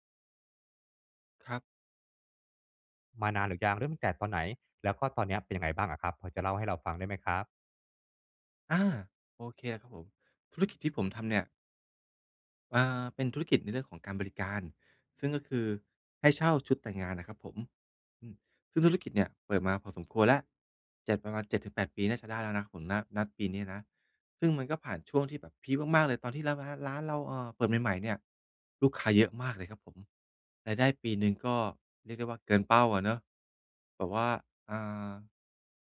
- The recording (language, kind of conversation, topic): Thai, advice, จะจัดการกระแสเงินสดของธุรกิจให้มั่นคงได้อย่างไร?
- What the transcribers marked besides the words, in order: none